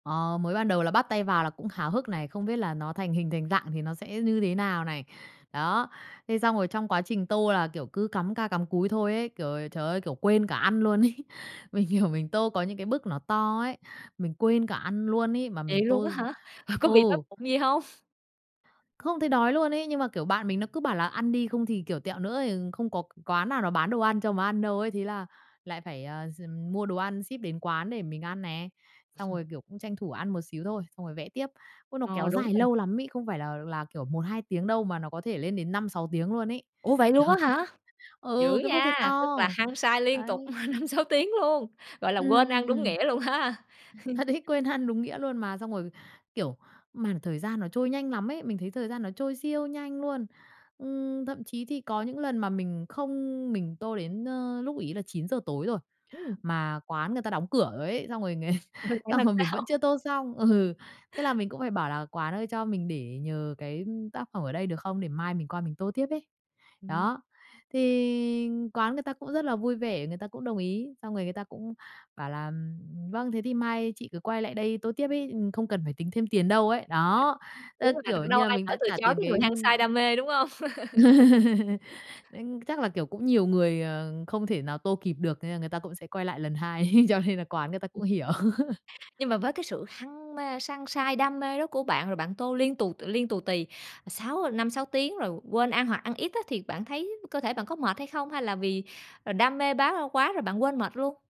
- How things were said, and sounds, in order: laughing while speaking: "ấy"; laughing while speaking: "hiểu"; chuckle; sniff; chuckle; laughing while speaking: "Đó"; tapping; laughing while speaking: "năm sáu"; laugh; other background noise; laugh; laughing while speaking: "sao?"; unintelligible speech; laugh; unintelligible speech; laugh; laugh; laughing while speaking: "cho"; laugh
- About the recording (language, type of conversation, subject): Vietnamese, podcast, Bạn có thể kể về lần bạn tình cờ khám phá ra một sở thích mới rồi bất ngờ mê nó không?